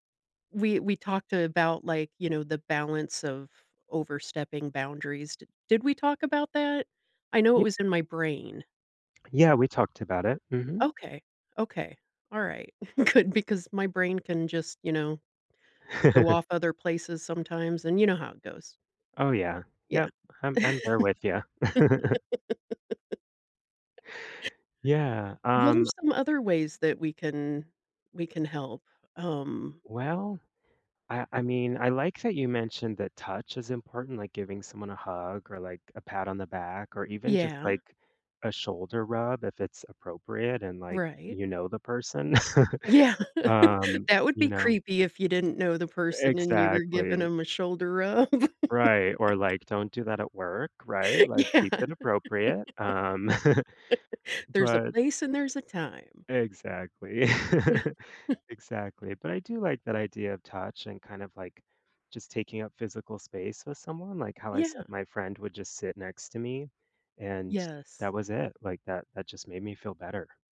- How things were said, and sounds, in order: laughing while speaking: "good"; laugh; laugh; laughing while speaking: "Yeah"; laugh; chuckle; laughing while speaking: "rub"; laugh; laughing while speaking: "Yeah"; laugh; chuckle; chuckle
- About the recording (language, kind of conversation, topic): English, unstructured, What are some thoughtful ways to help a friend who is struggling?
- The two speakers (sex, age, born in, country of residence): female, 50-54, United States, United States; male, 35-39, United States, United States